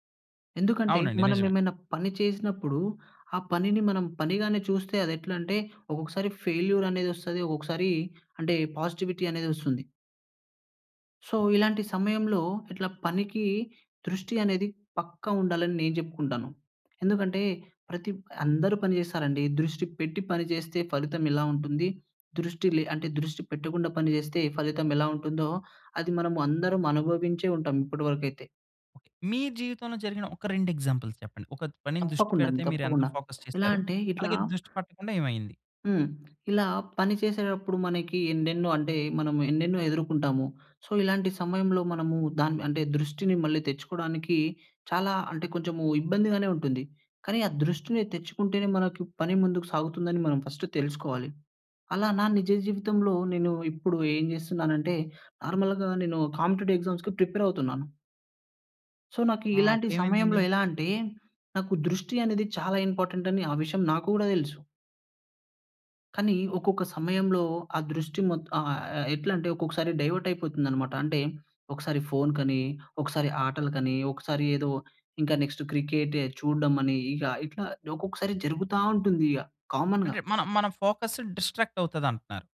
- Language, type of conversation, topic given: Telugu, podcast, పనిపై దృష్టి నిలబెట్టుకునేందుకు మీరు పాటించే రోజువారీ రొటీన్ ఏమిటి?
- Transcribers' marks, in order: in English: "పాజిటివిటీ"; in English: "సో"; other noise; in English: "ఎగ్జాంపుల్స్"; in English: "ఫోకస్"; in English: "సో"; in English: "నార్మల్‌గా"; in English: "కాంపిటీటివ్ ఎగ్జామ్స్‌కి"; in English: "సో"; in English: "నెక్స్ట్"; in English: "కామన్‌గా"; in English: "ఫోకస్"